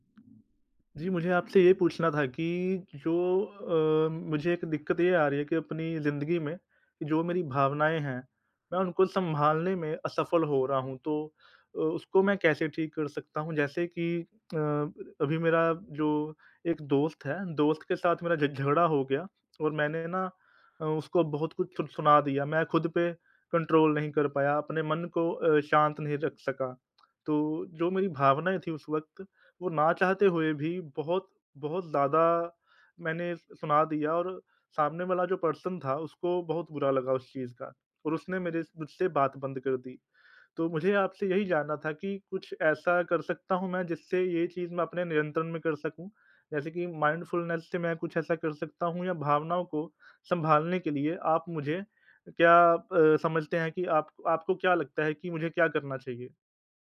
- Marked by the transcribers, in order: tapping; lip smack; in English: "कंट्रोल"; tongue click; in English: "पर्सन"; in English: "माइंडफुलनेस"
- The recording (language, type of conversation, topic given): Hindi, advice, मैं माइंडफुलनेस की मदद से अपनी तीव्र भावनाओं को कैसे शांत और नियंत्रित कर सकता/सकती हूँ?